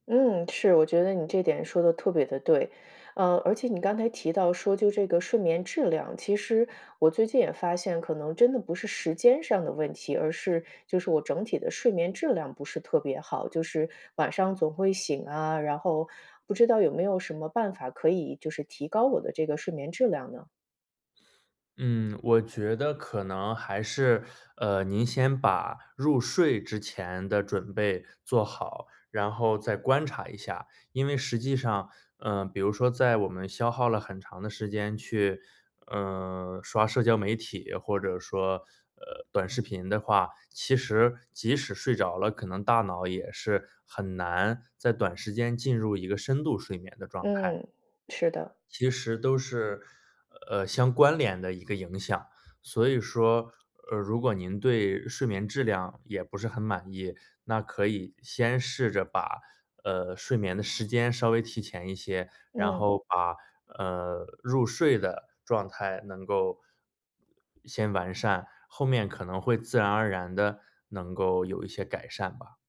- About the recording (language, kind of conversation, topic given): Chinese, advice, 为什么我很难坚持早睡早起的作息？
- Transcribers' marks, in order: other background noise